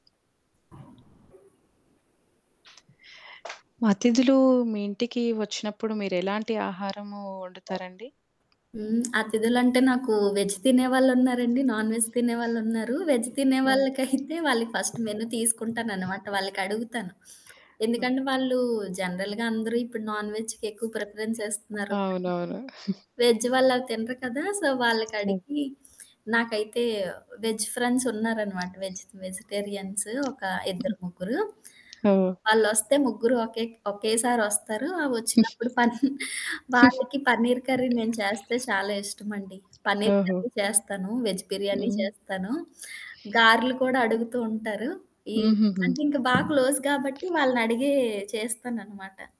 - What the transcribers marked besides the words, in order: other background noise; static; in English: "వెజ్"; in English: "నాన్ వెజ్"; in English: "వెజ్"; giggle; in English: "ఫస్ట్ మెను"; giggle; in English: "జనరల్‌గా"; in English: "నాన్ వెజ్‌కెక్కువ ప్రిఫరెన్స్"; giggle; in English: "వెజ్"; in English: "సో"; in English: "వెజ్"; in English: "వెజ్ వెజిటేరియన్స్"; giggle; in English: "వెజ్"; in English: "క్లోజ్"
- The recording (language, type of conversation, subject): Telugu, podcast, అతిథుల కోసం వంట చేసేటప్పుడు మీరు ప్రత్యేకంగా ఏం చేస్తారు?